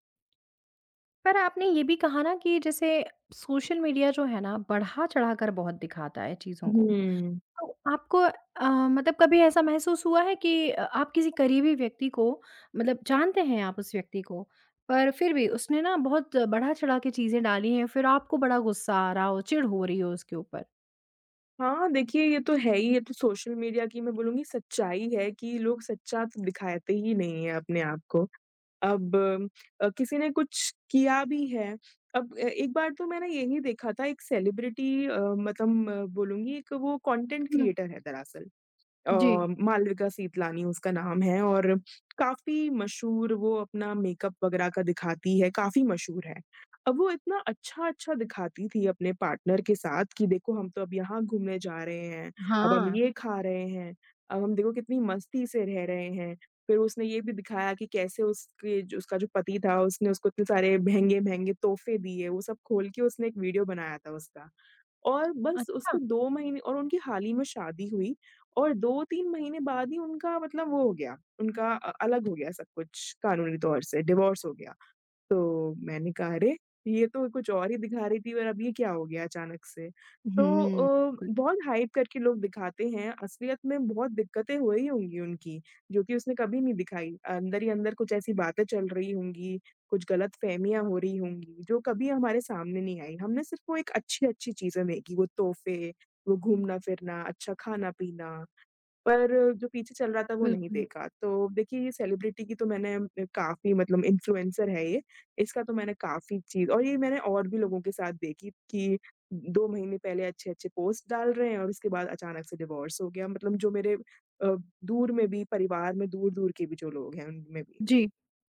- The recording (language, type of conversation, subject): Hindi, podcast, सोशल मीडिया देखने से आपका मूड कैसे बदलता है?
- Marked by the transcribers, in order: tapping; other background noise; in English: "सेलिब्रिटी"; "मतलब" said as "मतलम"; in English: "कॉन्टेंट क्रिएटर"; in English: "मेकअप"; in English: "पार्टनर"; in English: "डिवोर्स"; in English: "हाइप"; in English: "सेलिब्रिटी"; in English: "इन्फ्लुएंसर"; in English: "डिवोर्स"